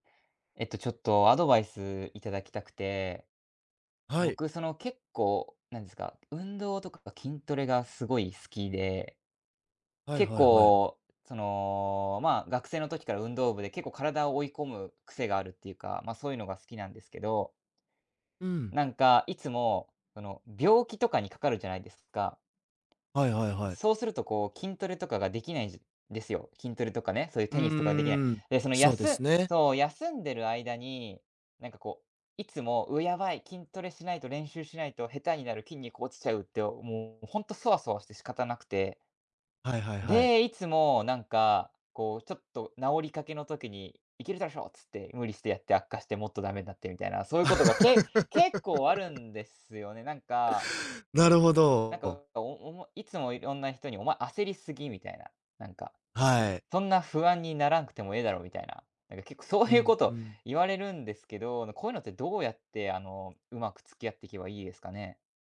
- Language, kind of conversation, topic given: Japanese, advice, 病気やけがの影響で元の習慣に戻れないのではないかと不安を感じていますか？
- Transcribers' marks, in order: laugh